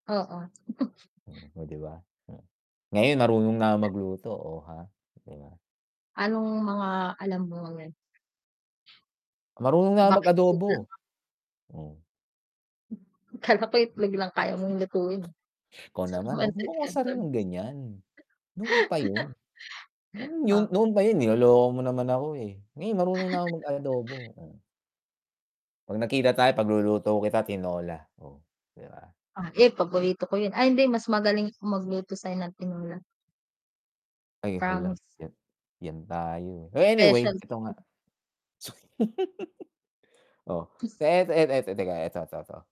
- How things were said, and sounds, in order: static; chuckle; distorted speech; unintelligible speech; laughing while speaking: "Akala ko"; mechanical hum; laugh; laugh; giggle
- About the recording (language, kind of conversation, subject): Filipino, unstructured, Paano nakakatulong ang teknolohiya sa pag-aaral mo?